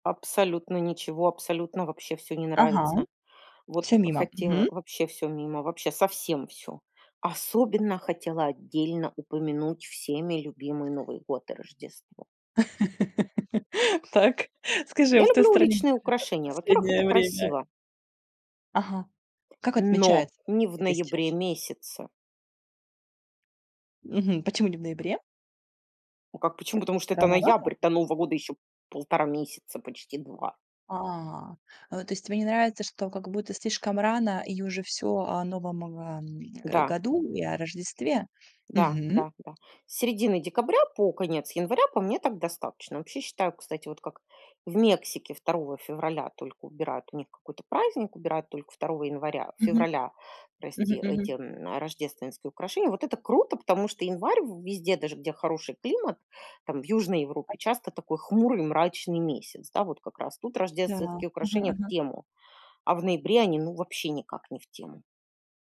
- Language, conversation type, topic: Russian, podcast, Как праздники влияют на чувство общности и одиночества?
- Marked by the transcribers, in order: tapping; laugh; unintelligible speech